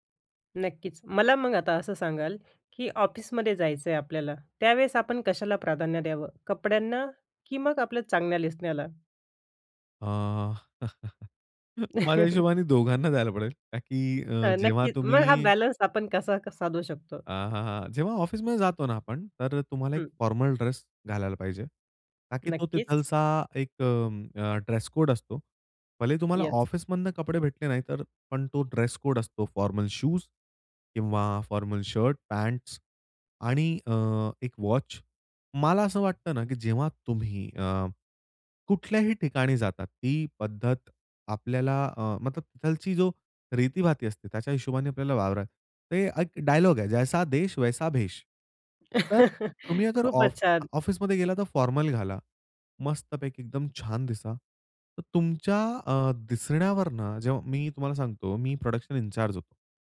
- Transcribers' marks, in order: laugh; laughing while speaking: "द्यायला पडेल"; in English: "बॅलन्स"; other background noise; in English: "फॉर्मल"; "तिथला" said as "तिथलचा"; in English: "ड्रेसकोड"; in English: "ड्रेसकोड"; in English: "फॉर्मल"; in English: "फॉर्मल"; in English: "वॉच"; in Hindi: "मतलब"; in Hindi: "जैसा देस वैसा भेस"; laugh; in English: "फॉर्मल"; in English: "प्रोडक्शन इंचार्ज"
- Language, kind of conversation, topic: Marathi, podcast, आराम अधिक महत्त्वाचा की चांगलं दिसणं अधिक महत्त्वाचं, असं तुम्हाला काय वाटतं?